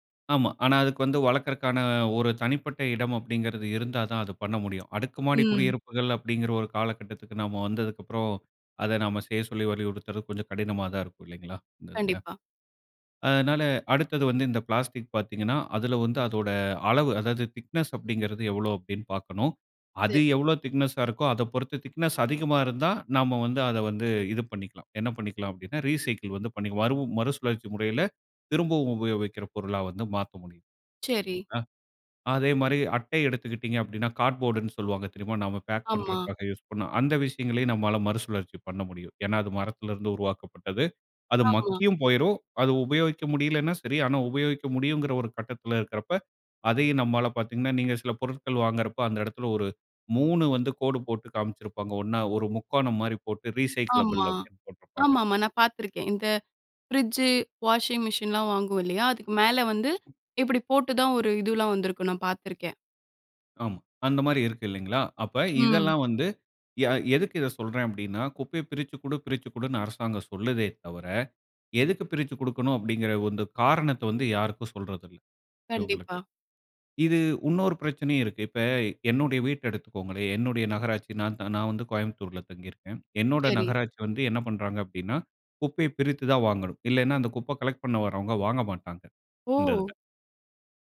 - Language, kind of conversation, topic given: Tamil, podcast, குப்பை பிரித்தலை எங்கிருந்து தொடங்கலாம்?
- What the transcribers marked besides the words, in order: in English: "திக்னஸ்"; in English: "திக்னெஸ்ஸா"; in English: "திக்னஸ்"; in English: "ரீசைக்கிள்"; in English: "கார்ட்போர்டுன்னு"; "இடத்துல" said as "எடத்ல"; other noise